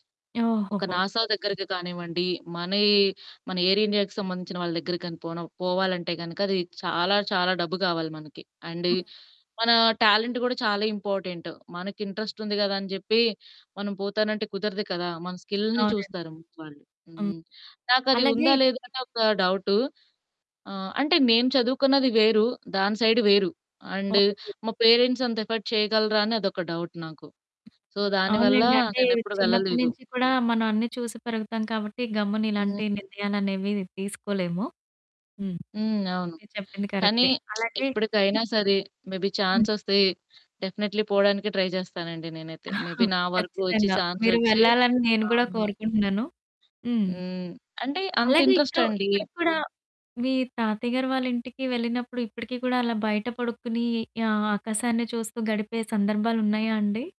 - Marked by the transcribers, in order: static; in English: "అండ్"; in English: "టాలెంట్"; in English: "ఇంట్రెస్ట్"; in English: "స్కిల్‌ని"; other background noise; in English: "అండ్"; in English: "పేరెంట్స్"; in English: "ఎఫర్ట్"; in English: "డౌట్"; in English: "సో"; lip smack; in English: "మేబీ"; in English: "డెఫినెట్లీ"; in English: "ట్రై"; chuckle; in English: "మే బీ"
- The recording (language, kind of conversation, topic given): Telugu, podcast, ఒక రాత్రి ఆకాశం కింద గడిపిన అందమైన అనుభవాన్ని చెప్పగలరా?